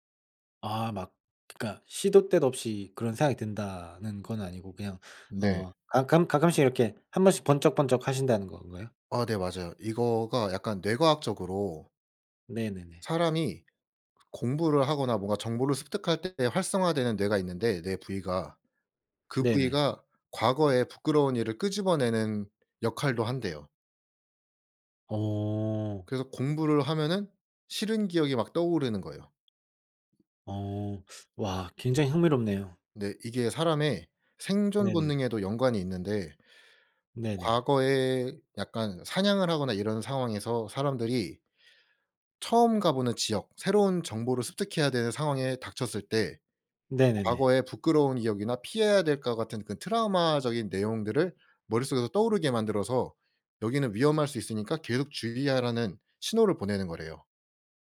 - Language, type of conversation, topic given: Korean, unstructured, 좋은 감정을 키우기 위해 매일 실천하는 작은 습관이 있으신가요?
- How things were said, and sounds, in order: tapping; other background noise